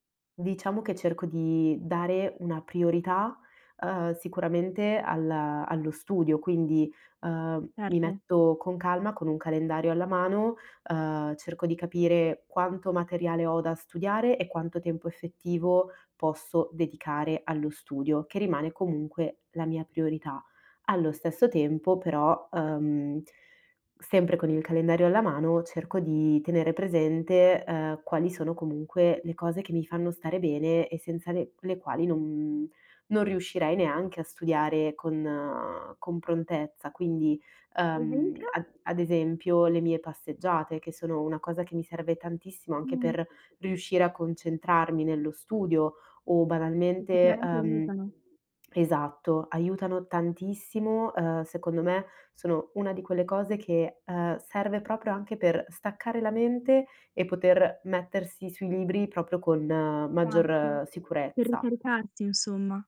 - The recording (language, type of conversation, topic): Italian, podcast, Come riesci a bilanciare lo studio e la vita personale?
- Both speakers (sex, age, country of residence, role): female, 20-24, Italy, host; female, 25-29, Italy, guest
- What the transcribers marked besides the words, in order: drawn out: "non"; drawn out: "con"; other background noise; background speech